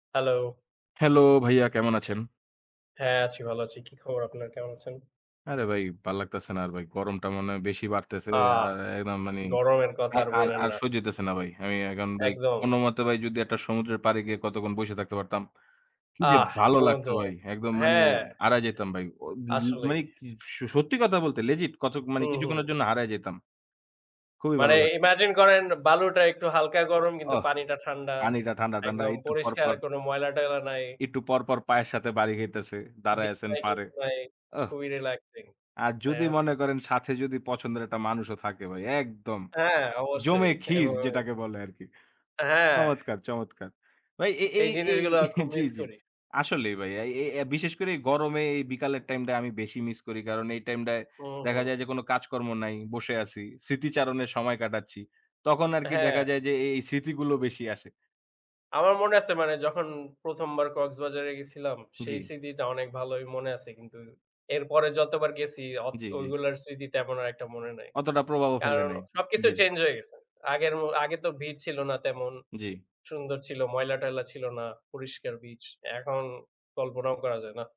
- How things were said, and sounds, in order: unintelligible speech; unintelligible speech
- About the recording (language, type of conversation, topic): Bengali, unstructured, তোমার পরিবারের সবচেয়ে প্রিয় স্মৃতি কোনটি?